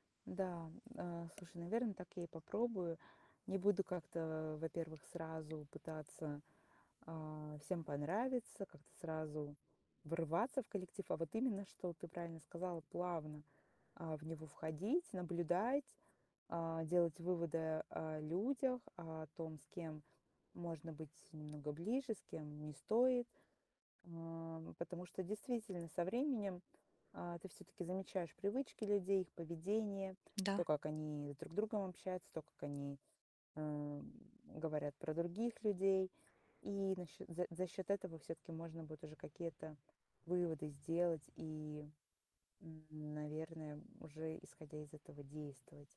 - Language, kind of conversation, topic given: Russian, advice, Как мне сочетать искренность с желанием вписаться в новый коллектив, не теряя себя?
- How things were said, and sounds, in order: tapping